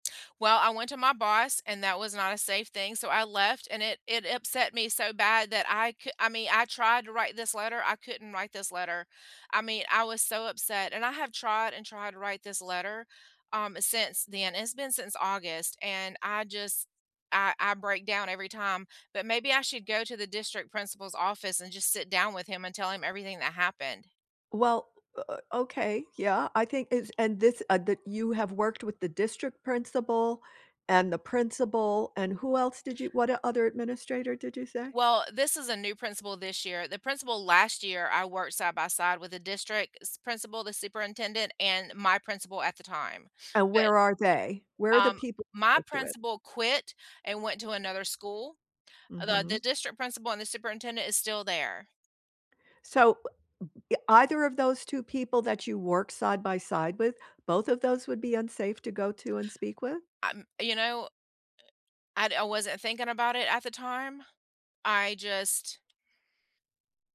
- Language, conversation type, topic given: English, unstructured, What’s your take on toxic work environments?
- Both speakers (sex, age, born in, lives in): female, 50-54, United States, United States; female, 75-79, United States, United States
- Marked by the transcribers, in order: siren; other noise; tapping